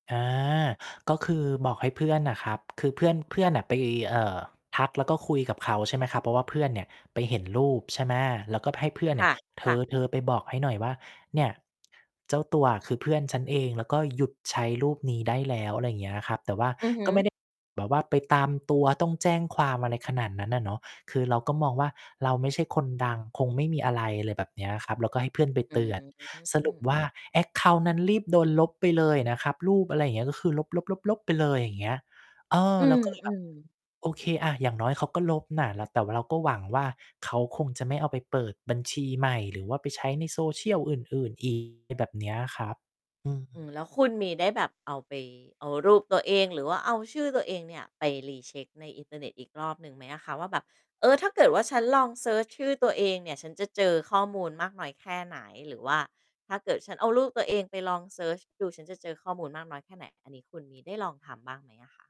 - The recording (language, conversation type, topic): Thai, podcast, คุณเลือกแชร์เรื่องส่วนตัวบนโซเชียลมากแค่ไหน?
- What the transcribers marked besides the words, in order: distorted speech; drawn out: "อืม"; tapping; in English: "แอ็กเคานต์"; other background noise; in English: "Recheck"